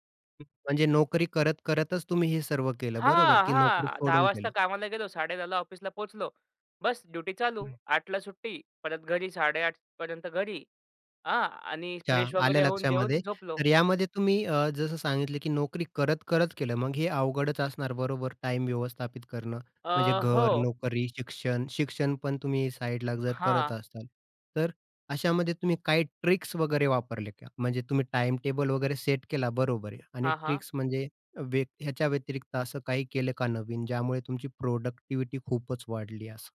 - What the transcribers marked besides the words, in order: in English: "फ्रेश"; in English: "ट्रिक्स"; in English: "ट्रिक्स"; in English: "प्रॉडक्टिव्हिटी"
- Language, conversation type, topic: Marathi, podcast, आजीवन शिक्षणात वेळेचं नियोजन कसं करतोस?